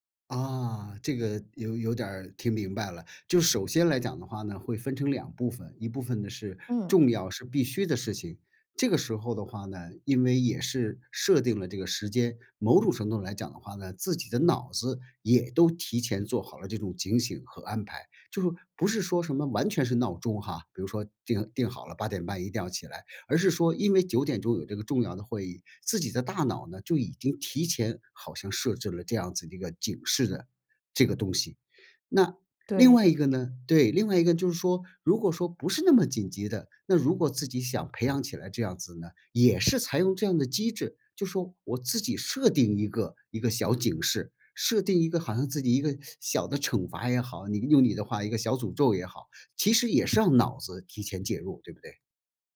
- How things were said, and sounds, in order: none
- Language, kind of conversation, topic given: Chinese, podcast, 你在拖延时通常会怎么处理？